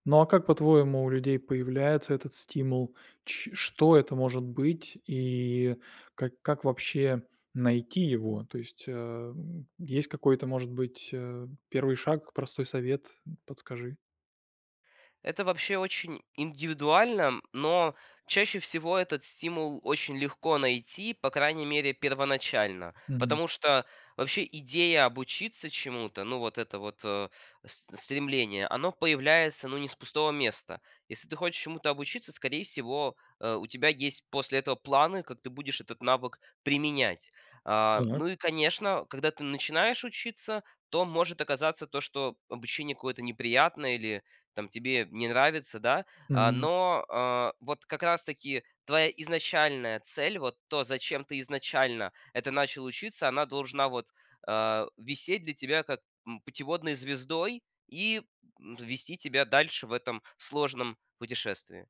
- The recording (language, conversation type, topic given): Russian, podcast, Как научиться учиться тому, что совсем не хочется?
- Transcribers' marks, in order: none